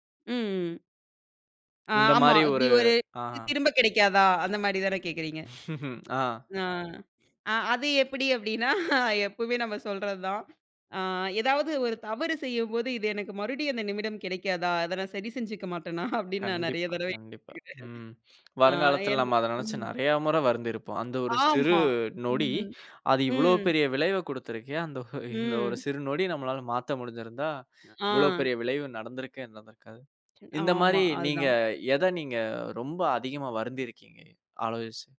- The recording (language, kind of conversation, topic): Tamil, podcast, சிறிய நேர மாற்றம் உங்கள் வாழ்க்கையில் பெரிய மாற்றத்தை ஏற்படுத்தியதா?
- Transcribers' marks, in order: laugh; other noise; laugh; laughing while speaking: "மாட்டனா? அப்டின்னு"; unintelligible speech; laughing while speaking: "அந்த ஒ"